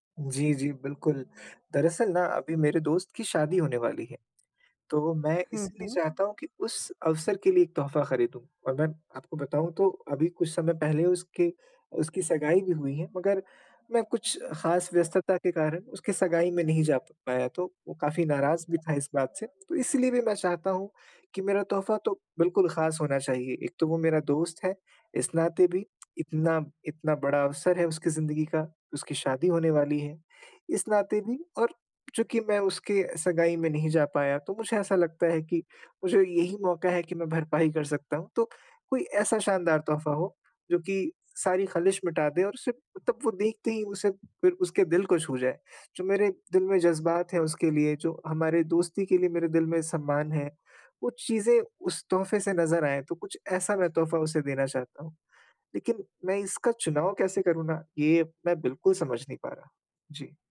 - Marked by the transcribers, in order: other background noise; tapping
- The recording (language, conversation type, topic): Hindi, advice, उपहार के लिए सही विचार कैसे चुनें?